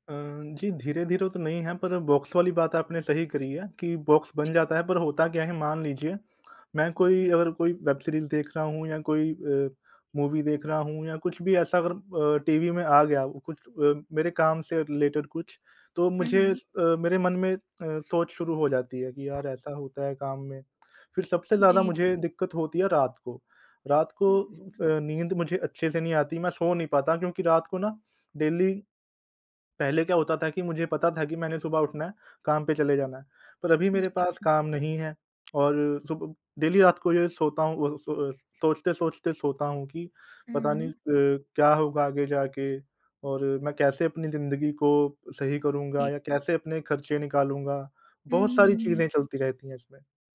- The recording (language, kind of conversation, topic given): Hindi, advice, मैं मन की उथल-पुथल से अलग होकर शांत कैसे रह सकता हूँ?
- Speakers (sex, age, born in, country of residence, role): female, 25-29, India, India, advisor; male, 30-34, India, India, user
- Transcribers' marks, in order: in English: "बॉक्स"; in English: "बॉक्स"; in English: "वेब सीरीज़"; in English: "मूवी"; in English: "रिलेटेड"; other background noise; in English: "डेली"; in English: "डेली"